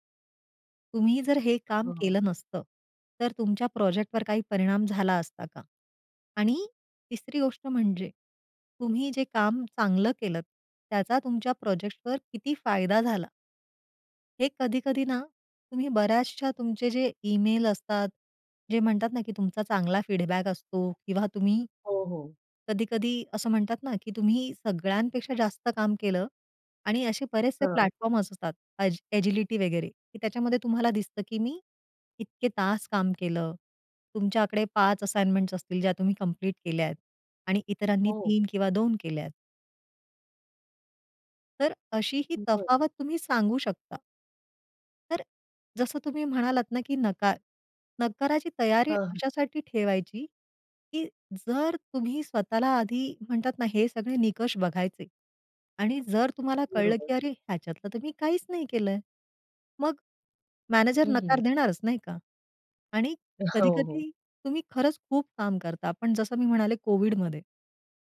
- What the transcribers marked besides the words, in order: tapping; in English: "फीडबॅक"; other noise; in English: "प्लॅटफॉर्म्स"; in English: "असाइनमेंट्स"; in English: "कंप्लीट"
- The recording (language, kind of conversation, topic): Marathi, podcast, नोकरीत पगारवाढ मागण्यासाठी तुम्ही कधी आणि कशी चर्चा कराल?